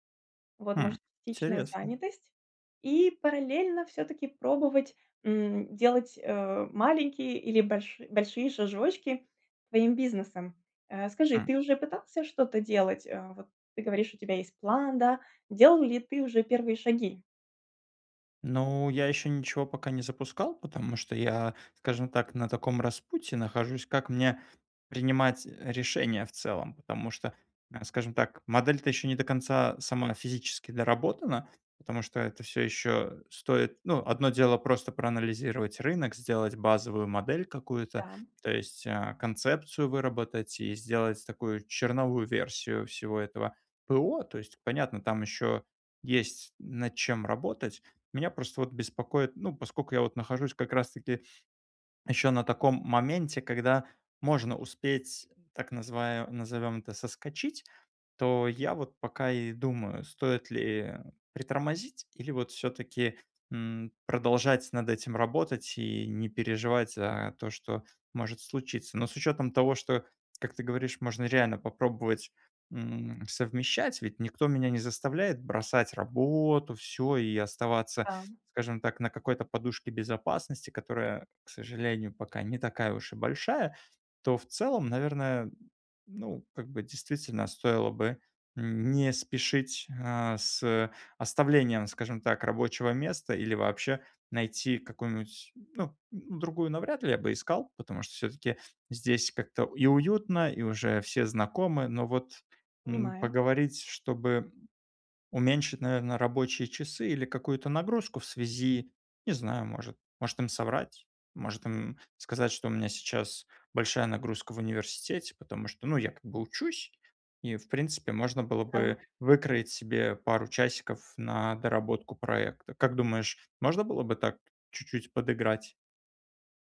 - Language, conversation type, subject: Russian, advice, Как понять, стоит ли сейчас менять карьерное направление?
- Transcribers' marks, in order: "поскольку" said as "поскоку"